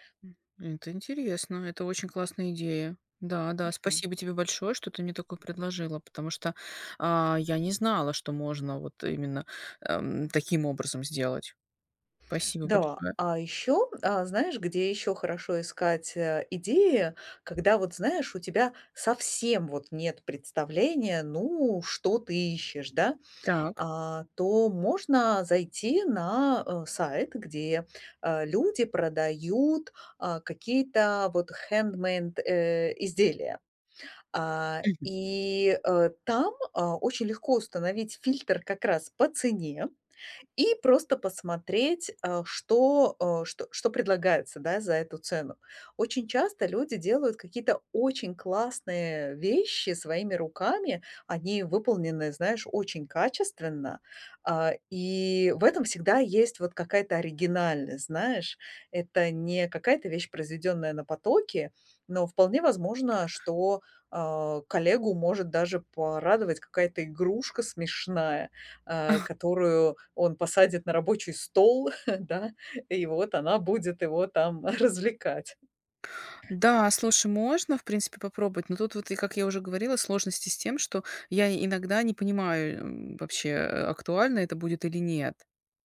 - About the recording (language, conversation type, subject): Russian, advice, Где искать идеи для оригинального подарка другу и на что ориентироваться при выборе?
- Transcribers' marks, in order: tapping; chuckle; chuckle; chuckle